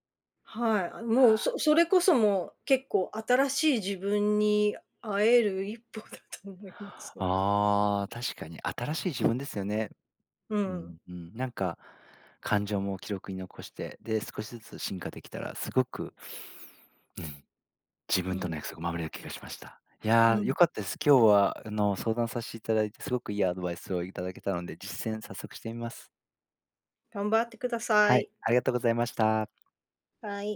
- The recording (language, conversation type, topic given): Japanese, advice, 自分との約束を守れず、目標を最後までやり抜けないのはなぜですか？
- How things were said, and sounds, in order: laughing while speaking: "だと思います"; other noise